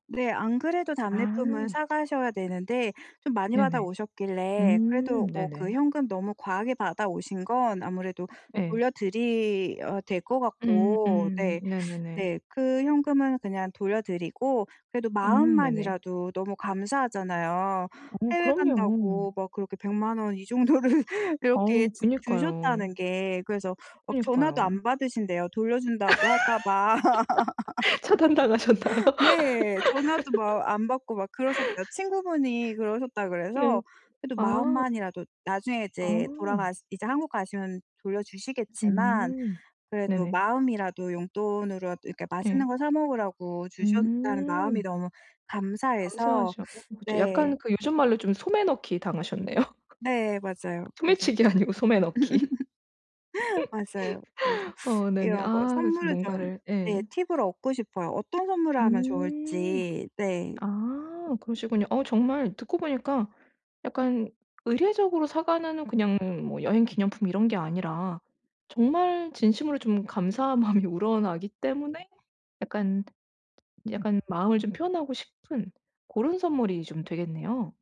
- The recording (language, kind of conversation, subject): Korean, advice, 품질과 가격을 모두 고려해 현명하게 쇼핑하려면 어떻게 해야 하나요?
- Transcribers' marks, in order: other background noise; "돌려드려야" said as "돌려드리야"; laughing while speaking: "정도를"; laugh; laughing while speaking: "차단당하셨나요?"; laugh; laugh; laugh; tapping; laugh; laugh; laughing while speaking: "마음이"